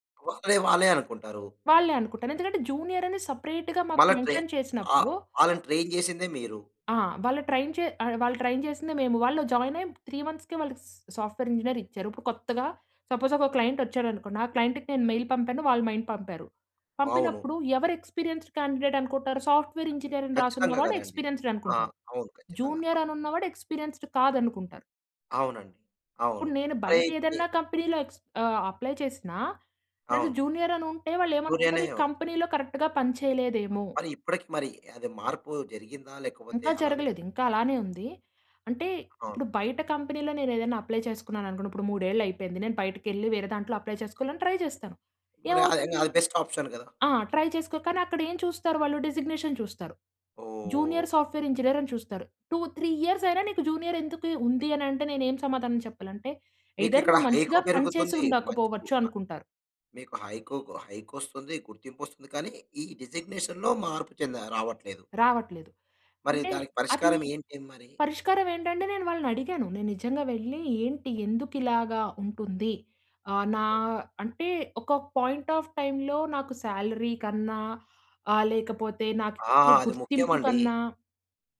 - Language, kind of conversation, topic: Telugu, podcast, ఉద్యోగ హోదా మీకు ఎంత ప్రాముఖ్యంగా ఉంటుంది?
- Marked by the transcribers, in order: in English: "జూనియర్"; in English: "సపరేట్‌గా"; in English: "మెన్షన్"; in English: "ట్రైన్"; in English: "ట్రైన్"; in English: "ట్రైన్"; in English: "జాయిన్"; in English: "త్రీ మంత్స్‌కే"; in English: "స్ సాఫ్ట్‌వేర్ ఇంజినీర్"; in English: "సపోజ్"; in English: "క్లయింట్"; in English: "క్లయింట్‌కి"; in English: "మెయిల్"; in English: "మెయిల్"; in English: "ఎక్స్పీరియన్స్డ్ క్యాండిడేట్"; in English: "సాఫ్ట్‌వేర్ ఇంజినీర్"; in English: "ఎక్స్పీరియన్స్డ్"; in English: "జూనియర్"; other background noise; in English: "ఎక్స్పీరియన్స్డ్"; in English: "కంపెనీ‌లో ఎక్స్"; in English: "జూనియర్"; in English: "కంపెనీ‌లో కరెక్ట్‌గా"; in English: "కంపెనీ‌లో"; in English: "అప్లై"; in English: "అప్లై"; in English: "ట్రై"; in English: "బెస్ట్ ఆప్షన్"; in English: "ట్రై"; in English: "డిసిగ్నేషన్"; in English: "జూనియర్ సాఫ్ట్వేర్ ఇంజినీర్"; in English: "టూ త్రీ ఇయర్స్"; in English: "జూనియర్"; in English: "ఎయ్‌దర్"; in English: "డిసిగ్నేషన్‌లో"; in English: "పాయింట్ ఆఫ్ టైమ్‌లో"; in English: "సాలరీ"